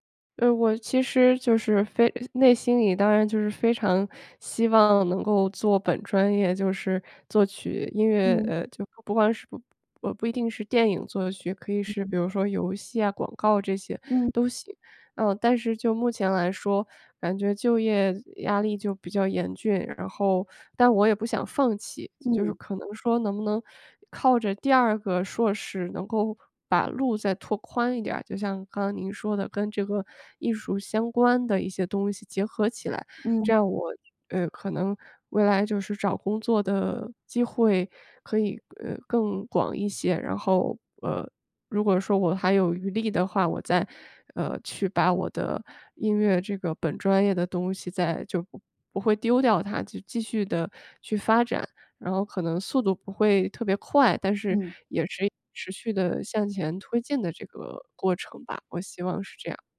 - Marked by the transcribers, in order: none
- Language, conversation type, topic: Chinese, advice, 你是否考虑回学校进修或重新学习新技能？